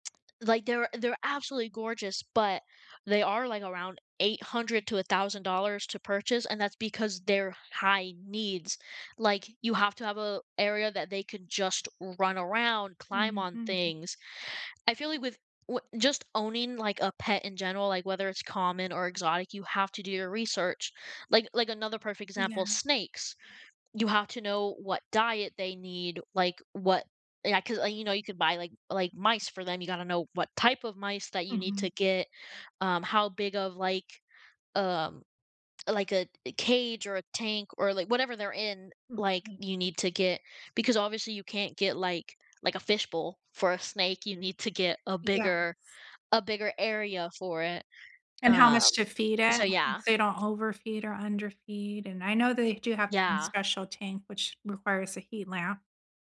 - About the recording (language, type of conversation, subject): English, unstructured, What do you think about keeping exotic pets at home?
- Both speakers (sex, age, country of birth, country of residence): female, 18-19, United States, United States; female, 45-49, United States, United States
- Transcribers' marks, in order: other background noise